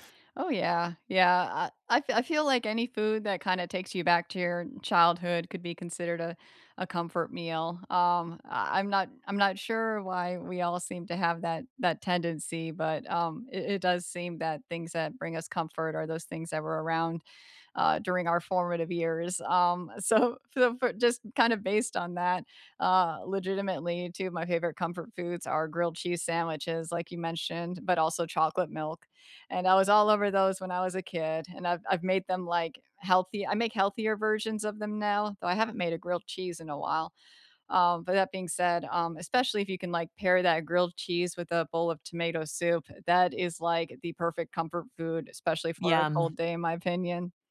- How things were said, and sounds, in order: laughing while speaking: "so"
- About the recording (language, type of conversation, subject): English, unstructured, What are some simple, comforting recipes that make you feel nourished, and what stories or routines are behind them?
- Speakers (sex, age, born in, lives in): female, 45-49, United States, United States; female, 60-64, United States, United States